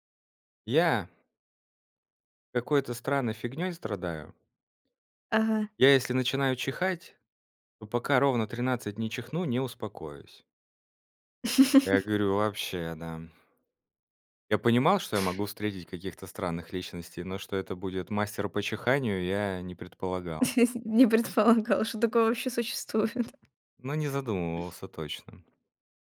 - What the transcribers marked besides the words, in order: laugh; chuckle; laughing while speaking: "Не предполагал, что такое вообще существует"; other noise; other background noise
- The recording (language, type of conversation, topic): Russian, podcast, Какая случайная встреча перевернула твою жизнь?